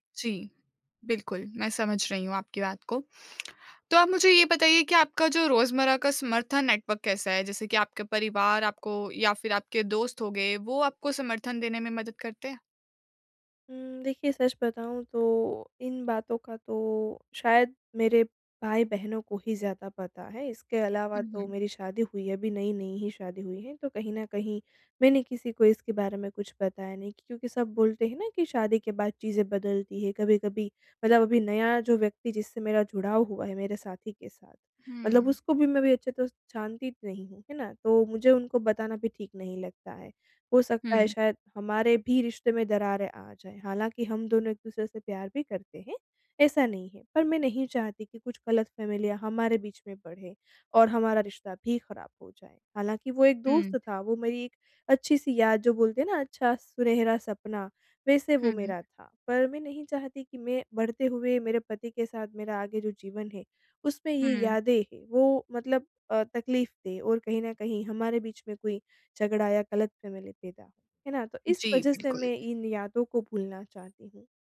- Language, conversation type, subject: Hindi, advice, पुरानी यादों के साथ कैसे सकारात्मक तरीके से आगे बढ़ूँ?
- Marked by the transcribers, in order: tongue click; in English: "नेटवर्क"; in English: "फ़ैमिलियाँ"; in English: "फैमिली"; other background noise